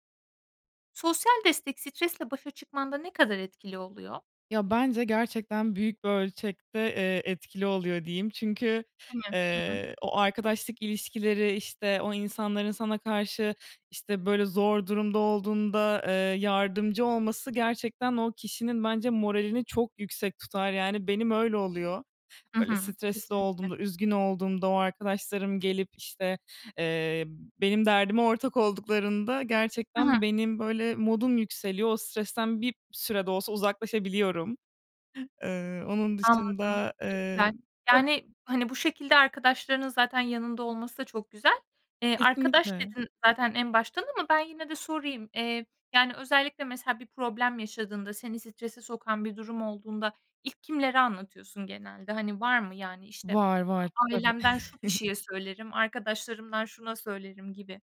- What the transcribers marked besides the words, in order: unintelligible speech; tapping; unintelligible speech; other background noise; chuckle
- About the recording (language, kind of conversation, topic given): Turkish, podcast, Sosyal destek stresle başa çıkmanda ne kadar etkili oluyor?